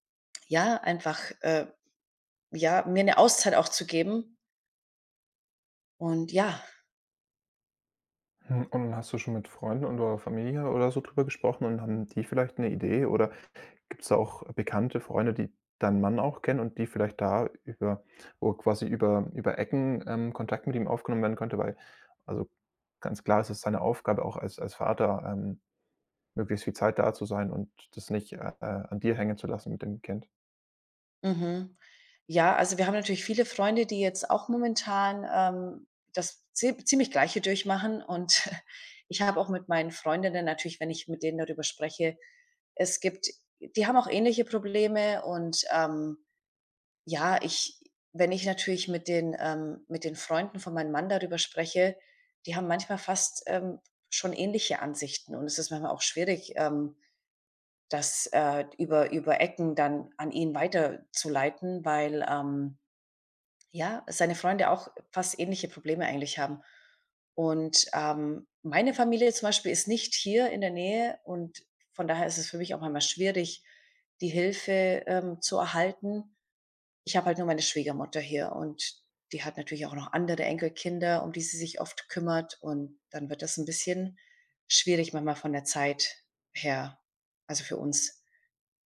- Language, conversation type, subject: German, advice, Wie ist es, Eltern zu werden und den Alltag radikal neu zu strukturieren?
- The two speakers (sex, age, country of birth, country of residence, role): female, 40-44, Kazakhstan, United States, user; male, 25-29, Germany, Germany, advisor
- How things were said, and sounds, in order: chuckle; other background noise